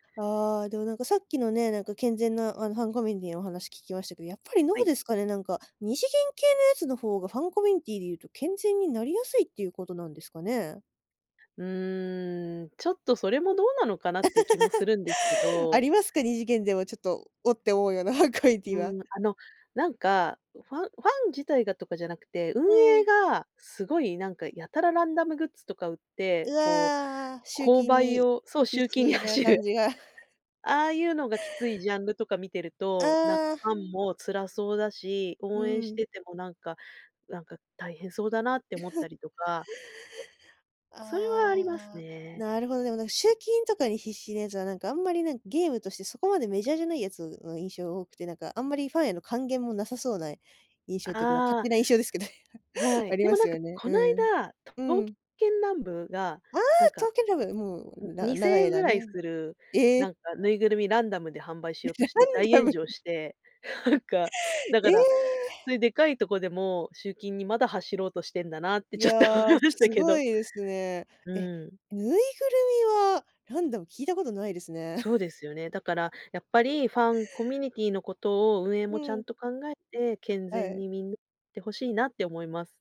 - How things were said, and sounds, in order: laugh; other background noise; tapping; chuckle; alarm; laughing while speaking: "ラ ランダム"; laughing while speaking: "ちょっと思いましたけど"
- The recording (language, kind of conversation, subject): Japanese, podcast, ファンコミュニティの力、どう捉えていますか？